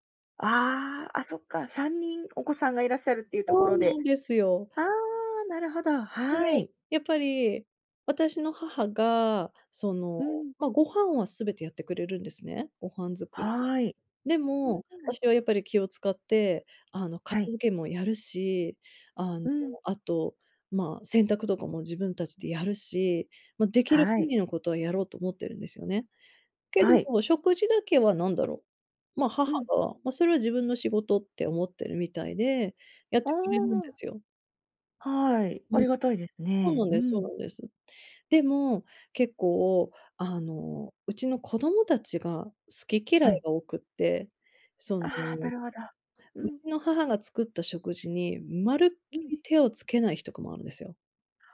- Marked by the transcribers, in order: none
- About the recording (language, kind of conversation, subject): Japanese, advice, 旅行中に不安やストレスを感じたとき、どうすれば落ち着けますか？